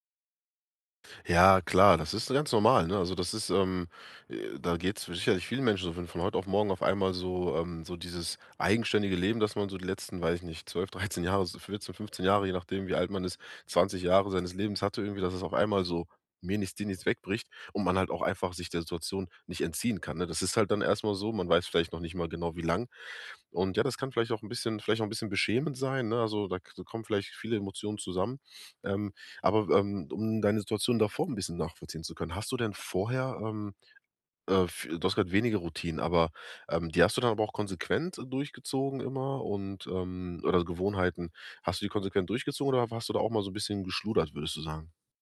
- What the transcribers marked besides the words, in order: laughing while speaking: "dreizehn"
- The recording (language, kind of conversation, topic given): German, advice, Wie kann ich mich täglich zu mehr Bewegung motivieren und eine passende Gewohnheit aufbauen?